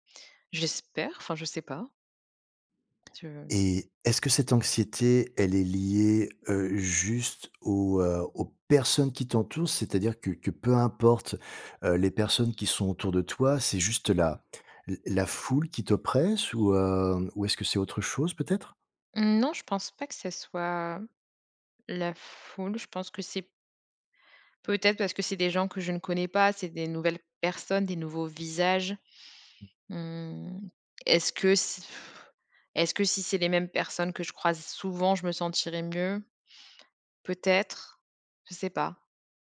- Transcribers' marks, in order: other background noise; sigh
- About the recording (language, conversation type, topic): French, advice, Comment gérer l’anxiété à la salle de sport liée au regard des autres ?